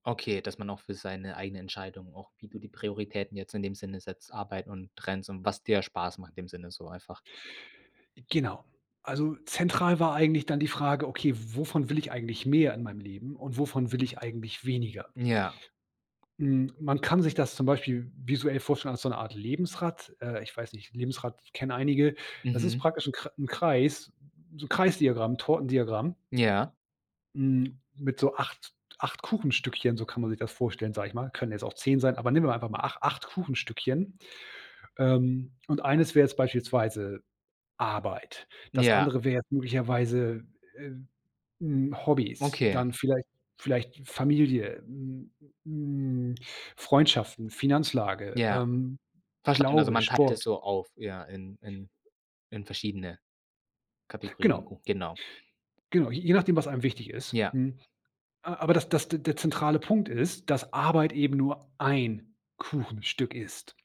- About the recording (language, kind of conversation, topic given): German, podcast, Welche Erfahrung hat deine Prioritäten zwischen Arbeit und Leben verändert?
- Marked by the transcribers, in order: none